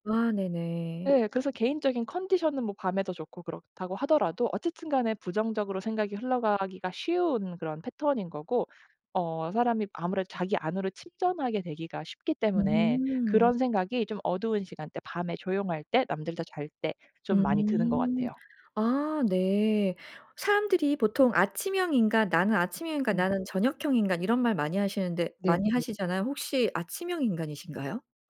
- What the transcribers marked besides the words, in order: other background noise
- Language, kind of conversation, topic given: Korean, podcast, 동기부여가 떨어질 때 어떻게 버티시나요?